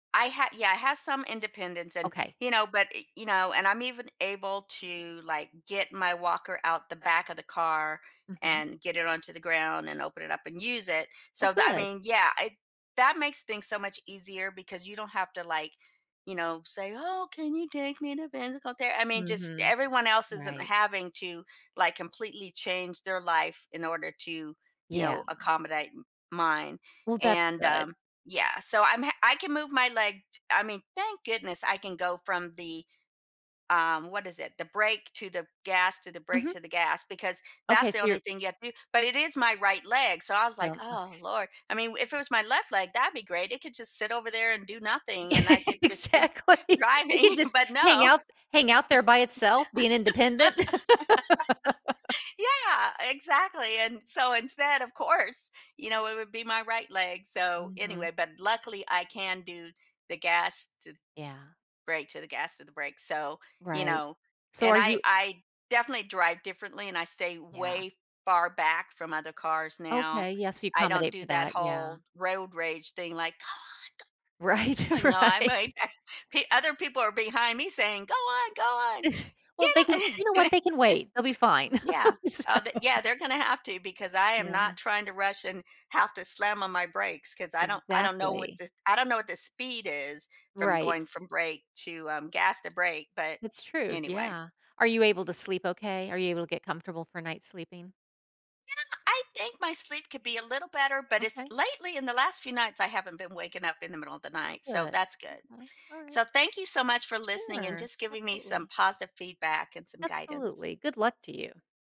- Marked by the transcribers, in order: tapping; put-on voice: "Oh, can you take me to physical ther"; other background noise; laughing while speaking: "E Exactly"; laugh; laughing while speaking: "be driving, but no"; laugh; laughing while speaking: "course"; put-on voice: "Come on go. Let's get going"; laughing while speaking: "Right, right"; other noise; scoff; chuckle; chuckle; laughing while speaking: "So"
- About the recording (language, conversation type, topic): English, advice, How can I bounce back after a recent setback?